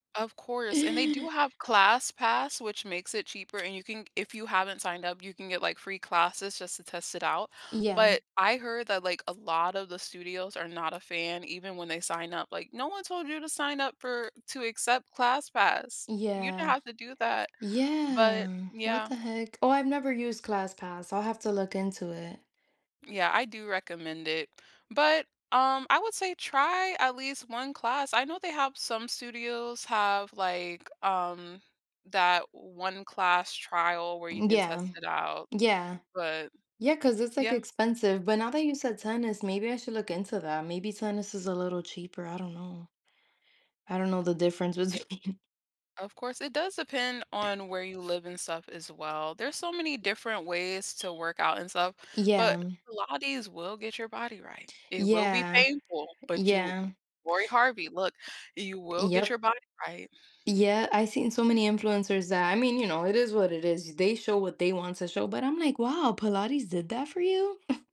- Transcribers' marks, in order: tapping; other background noise; laughing while speaking: "between"; alarm; chuckle
- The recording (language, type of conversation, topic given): English, unstructured, What helps you find the right balance between saving for the future and enjoying life now?
- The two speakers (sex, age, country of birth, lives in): female, 25-29, United States, United States; female, 30-34, United States, United States